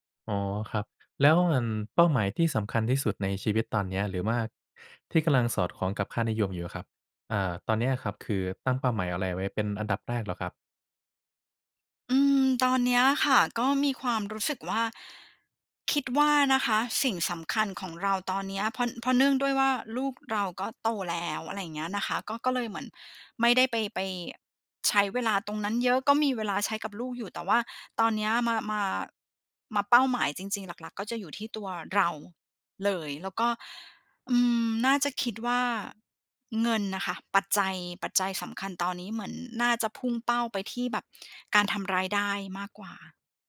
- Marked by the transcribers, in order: tapping
- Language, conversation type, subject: Thai, advice, ฉันควรจัดลำดับความสำคัญของเป้าหมายหลายอย่างที่ชนกันอย่างไร?